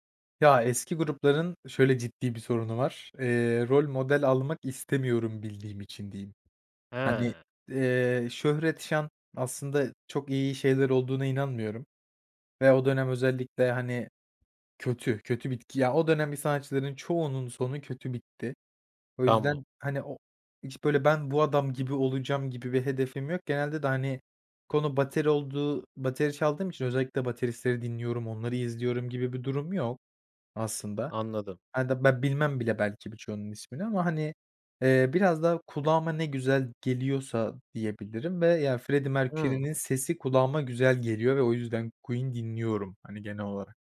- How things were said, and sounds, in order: none
- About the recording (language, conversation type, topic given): Turkish, podcast, Müzik zevkin zaman içinde nasıl değişti ve bu değişimde en büyük etki neydi?